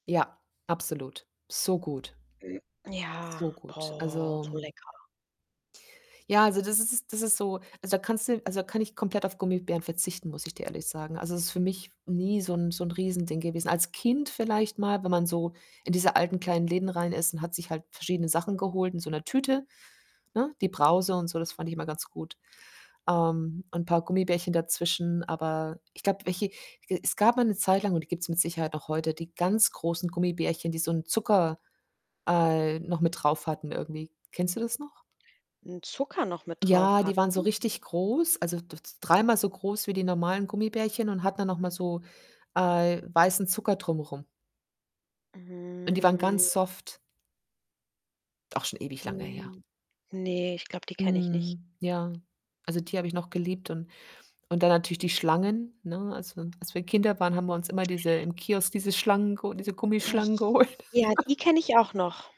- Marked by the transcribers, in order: throat clearing; drawn out: "boah"; other background noise; distorted speech; drawn out: "Mm"; drawn out: "Nich"; chuckle
- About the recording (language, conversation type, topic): German, unstructured, Was magst du lieber: Schokolade oder Gummibärchen?